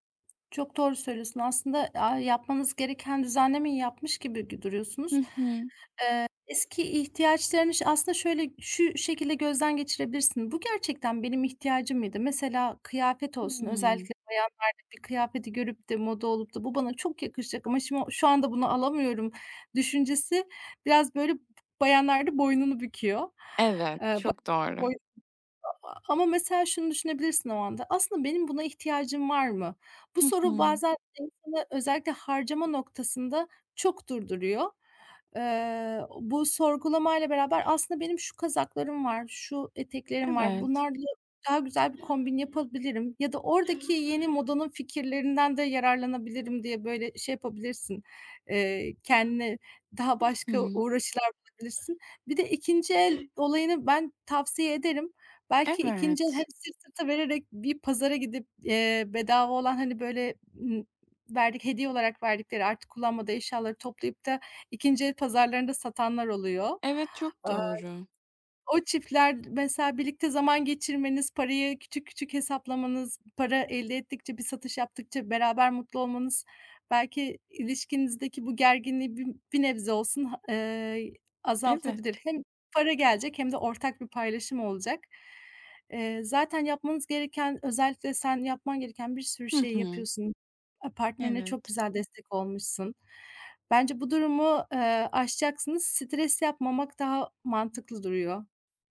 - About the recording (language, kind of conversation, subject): Turkish, advice, Geliriniz azaldığında harcamalarınızı kısmakta neden zorlanıyorsunuz?
- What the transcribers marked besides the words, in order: unintelligible speech; other background noise; other noise